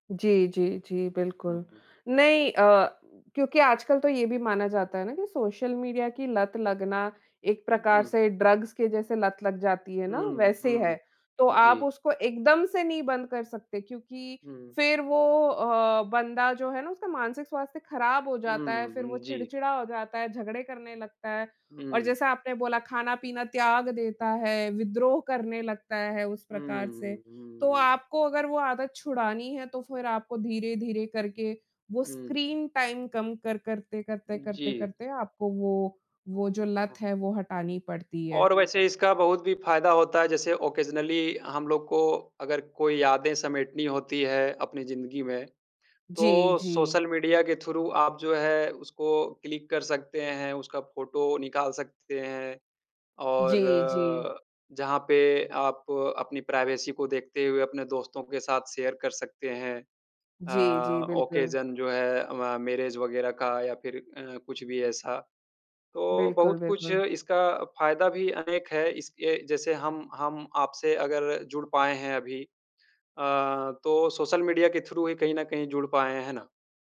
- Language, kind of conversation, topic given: Hindi, unstructured, आपके जीवन में सोशल मीडिया ने क्या बदलाव लाए हैं?
- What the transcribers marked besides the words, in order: in English: "ड्रग्स"; in English: "स्क्रीन टाइम"; in English: "ऑकेज़नली"; in English: "थ्रू"; in English: "क्लिक"; in English: "प्राइवेसी"; in English: "शेयर"; in English: "ऑकेज़न"; in English: "म मैरेज़"; in English: "थ्रू"